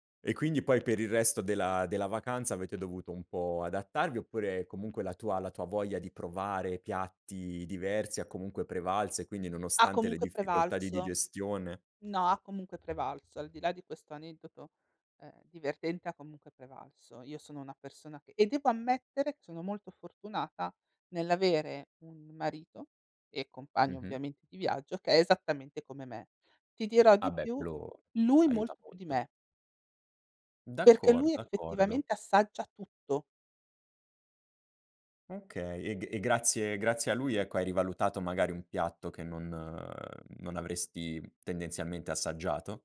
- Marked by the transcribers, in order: other background noise
- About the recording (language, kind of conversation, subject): Italian, podcast, Qual è il cibo locale più memorabile che hai provato?